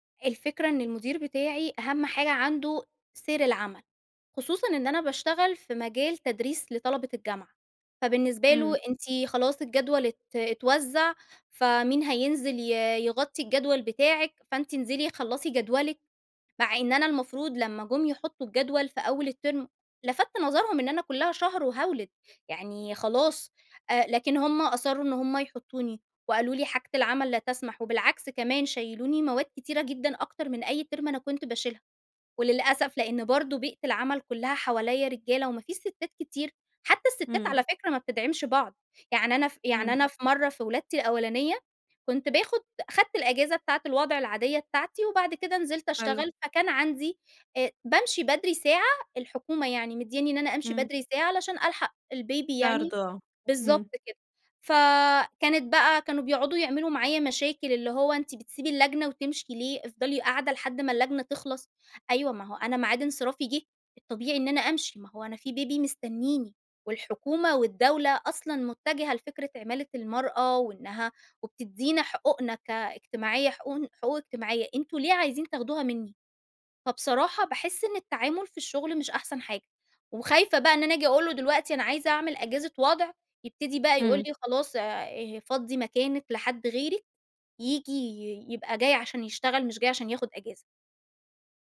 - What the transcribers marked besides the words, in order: in English: "الترم"; in English: "ترم"
- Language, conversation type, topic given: Arabic, advice, إزاي أطلب راحة للتعافي من غير ما مديري يفتكر إن ده ضعف؟